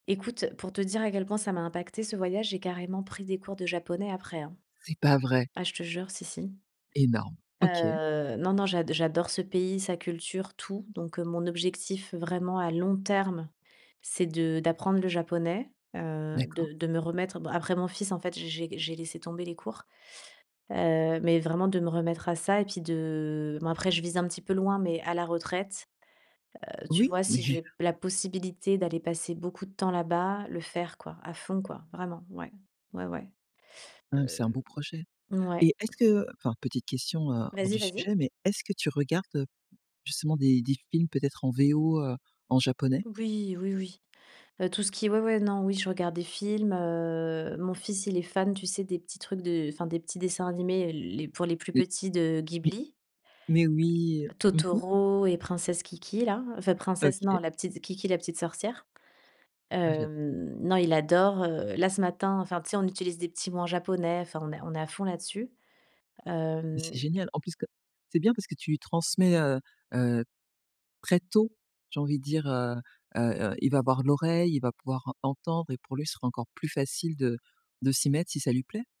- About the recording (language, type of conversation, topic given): French, podcast, Comment les voyages et tes découvertes ont-ils influencé ton style ?
- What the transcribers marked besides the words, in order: drawn out: "de"; tapping; stressed: "tôt"